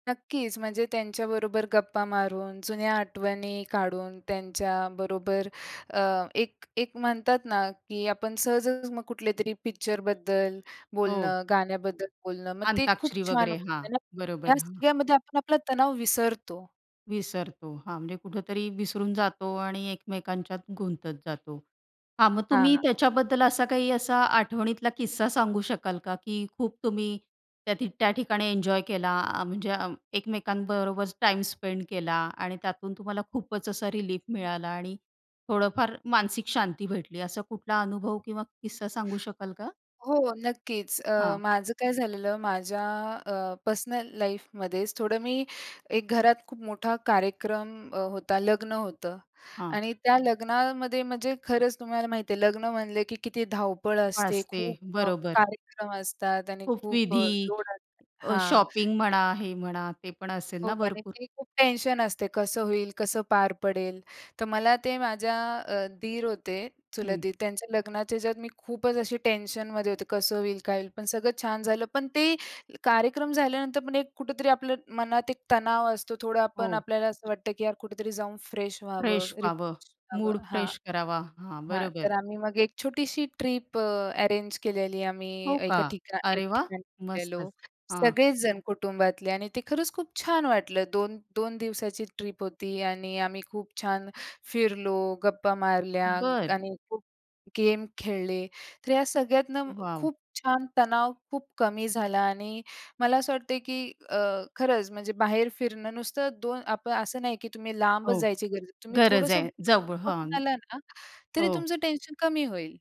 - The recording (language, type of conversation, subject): Marathi, podcast, कुटुंबीयांशी किंवा मित्रांशी बोलून तू तणाव कसा कमी करतोस?
- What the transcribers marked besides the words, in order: tapping; other background noise; in English: "स्पेंड"; in English: "पर्सनल लाईफमध्येच"; in English: "फ्रेश"; in English: "फ्रेश"; in English: "फ्रेश"; in English: "रिफ्रेश"; unintelligible speech; trusting: "तरी तुमचं टेन्शन कमी होईल"